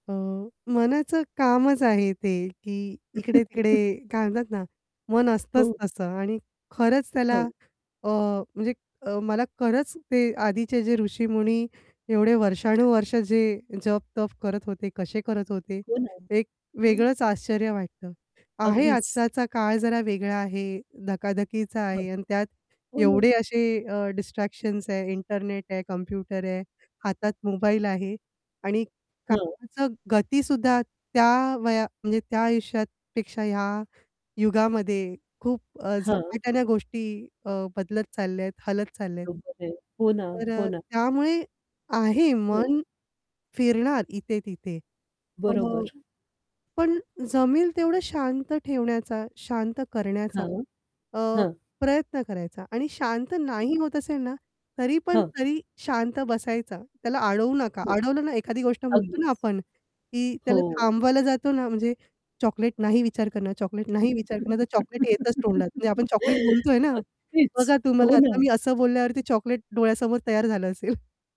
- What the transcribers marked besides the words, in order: chuckle; other background noise; static; tapping; in English: "डिस्ट्रॅक्शन्स"; distorted speech; unintelligible speech; giggle; chuckle
- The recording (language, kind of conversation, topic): Marathi, podcast, फक्त पाच मिनिटांत ध्यान कसे कराल?